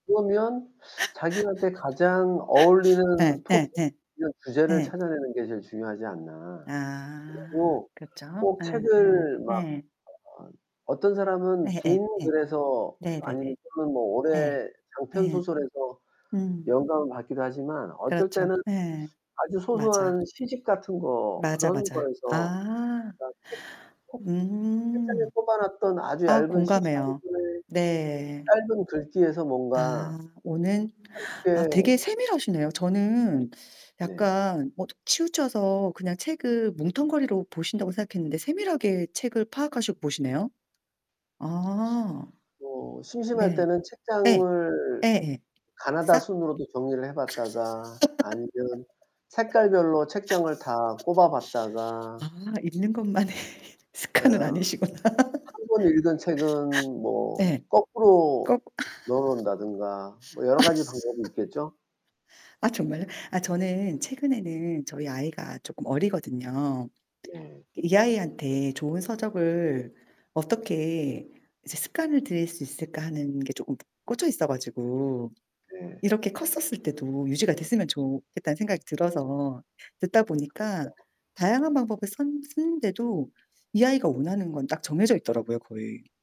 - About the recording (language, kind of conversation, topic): Korean, unstructured, 요즘 가장 중요하게 생각하는 일상 습관은 무엇인가요?
- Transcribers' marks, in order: other background noise; laugh; distorted speech; tapping; laugh; laughing while speaking: "것만의 습관은 아니시구나"; laugh